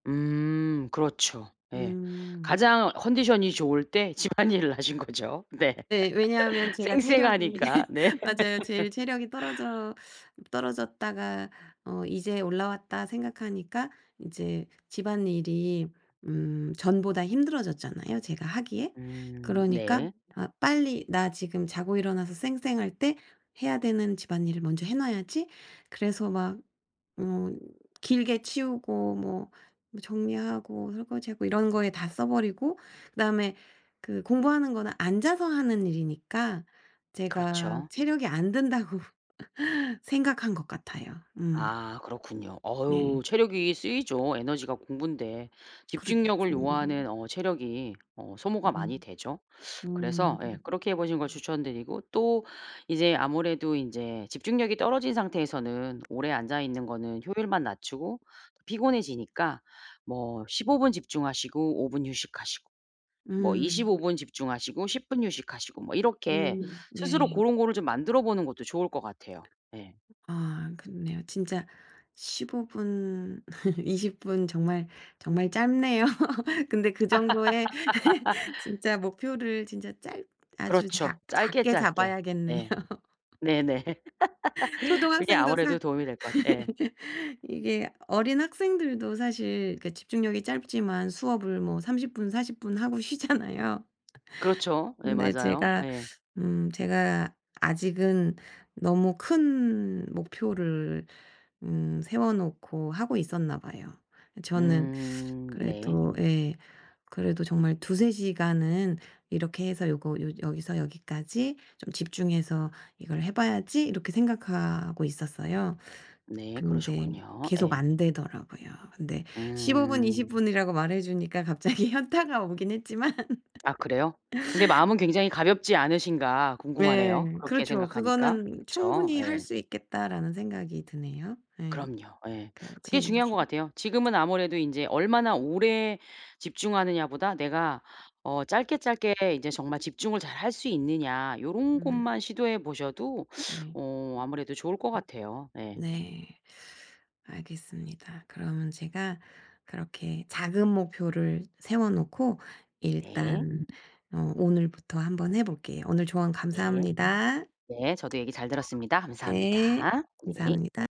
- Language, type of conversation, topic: Korean, advice, 매일 꾸준히 집중하는 습관을 지속 가능하게 만들려면 어떻게 해야 할까요?
- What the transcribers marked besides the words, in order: other background noise; laughing while speaking: "집안일을 하신 거죠. 네. 쌩쌩하니까. 네"; laugh; teeth sucking; laugh; teeth sucking; tapping; laugh; laugh; laughing while speaking: "잡아야겠네요"; laugh; laughing while speaking: "쉬잖아요"; teeth sucking; teeth sucking; laughing while speaking: "갑자기 현타가 오긴 했지만"; laugh; teeth sucking; alarm